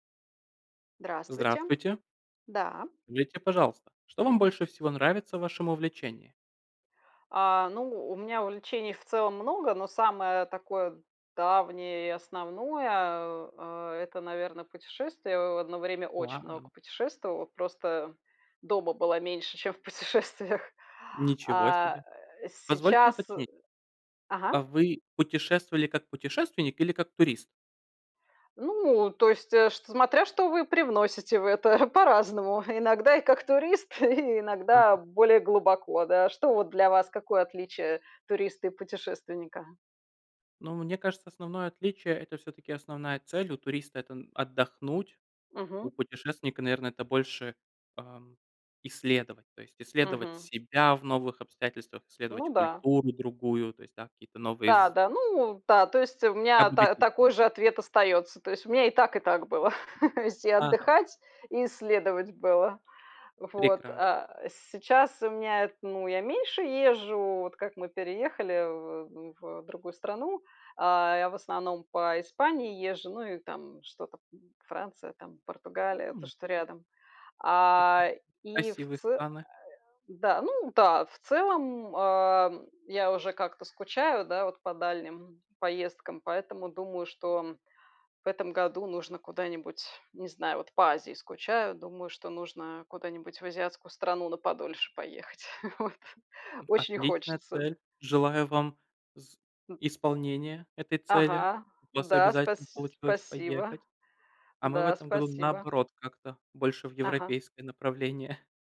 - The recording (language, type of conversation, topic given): Russian, unstructured, Что тебе больше всего нравится в твоём увлечении?
- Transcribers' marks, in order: laughing while speaking: "чем в путешествиях"; tapping; chuckle; grunt; other background noise; chuckle